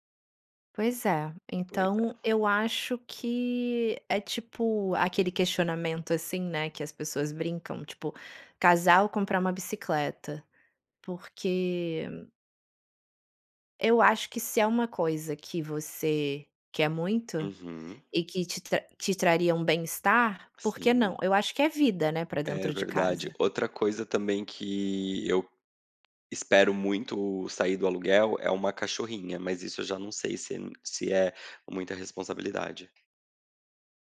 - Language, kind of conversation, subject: Portuguese, advice, Devo comprar uma casa própria ou continuar morando de aluguel?
- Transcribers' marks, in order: tapping